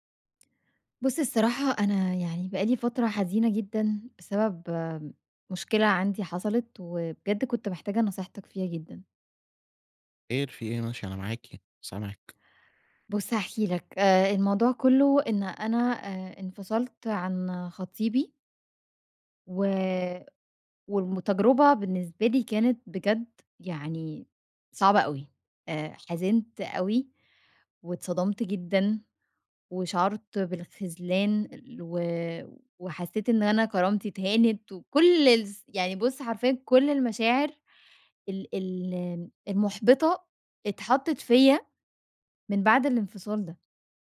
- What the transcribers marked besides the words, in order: other noise
- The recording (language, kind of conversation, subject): Arabic, advice, إزاي أتعامل مع حزن شديد بعد انفصال مفاجئ؟